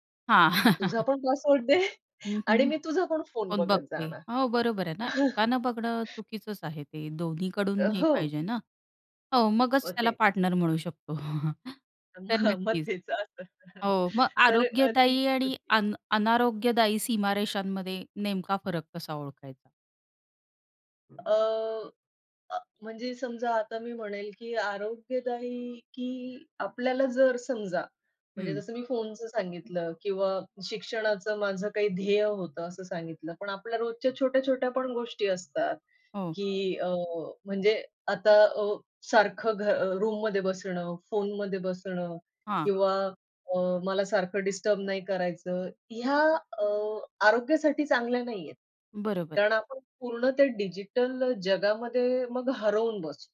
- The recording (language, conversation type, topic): Marathi, podcast, नात्यात सीमारेषा कशा ठरवता, काही उदाहरणं?
- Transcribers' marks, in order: chuckle; unintelligible speech; laughing while speaking: "दे"; chuckle; other background noise; in English: "पार्टनर"; chuckle; laughing while speaking: "अ, हं.मग तेच असतं"; chuckle